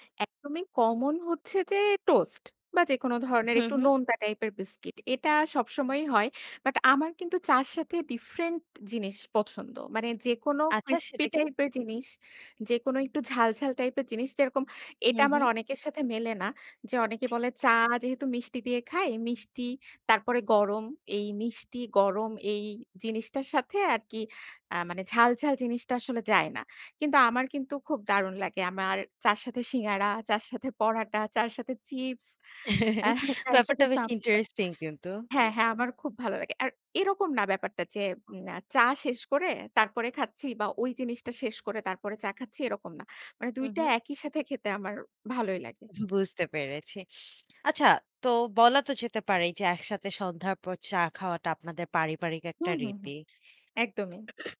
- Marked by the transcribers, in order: other background noise; laughing while speaking: "চায়ের সাথে সাপটা"; chuckle; throat clearing
- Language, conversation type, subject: Bengali, podcast, কোনো খাবার কি কখনো তোমাকে বাড়ি বা কোনো বিশেষ স্মৃতির কথা মনে করিয়ে দেয়?